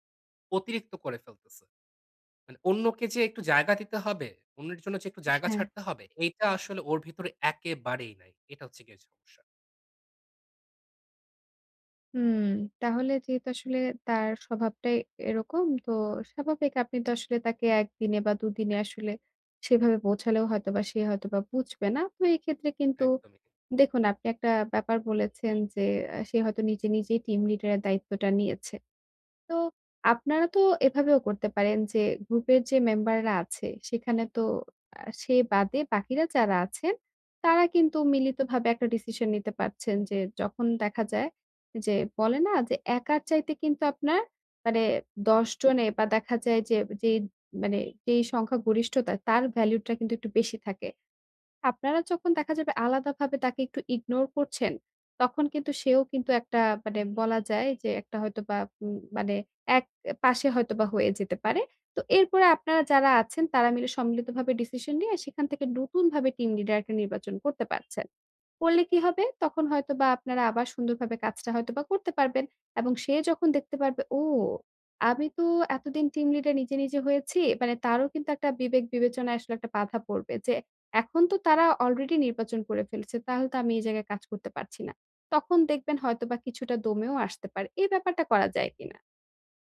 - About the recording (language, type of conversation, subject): Bengali, advice, আমি কীভাবে দলগত চাপের কাছে নতি না স্বীকার করে নিজের সীমা নির্ধারণ করতে পারি?
- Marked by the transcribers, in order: horn; in English: "ভ্যালুটা"; in English: "ignore"